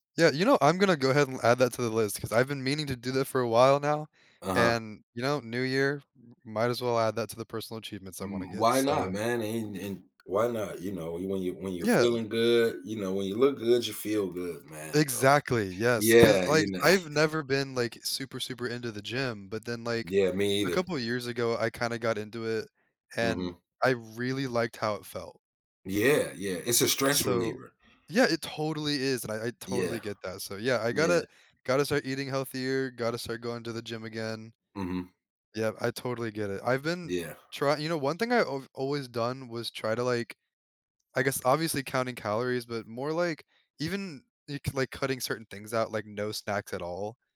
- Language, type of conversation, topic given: English, unstructured, What motivates you to set new goals for yourself each year?
- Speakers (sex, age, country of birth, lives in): male, 20-24, United States, United States; male, 40-44, United States, United States
- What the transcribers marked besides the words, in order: other background noise; laughing while speaking: "know"